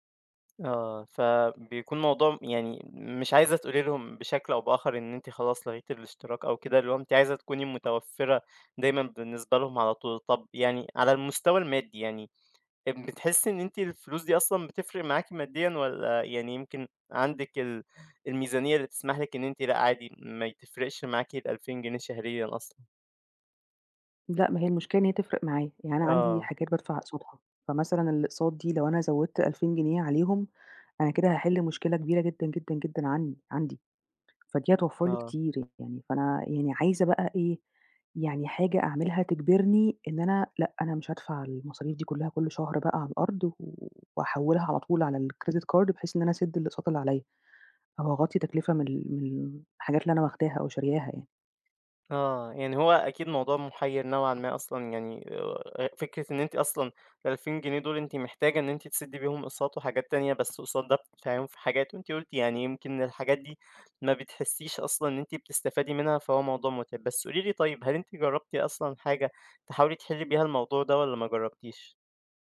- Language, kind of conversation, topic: Arabic, advice, إزاي أسيطر على الاشتراكات الشهرية الصغيرة اللي بتتراكم وبتسحب من ميزانيتي؟
- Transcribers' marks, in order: other background noise; tapping; in English: "الcredit card"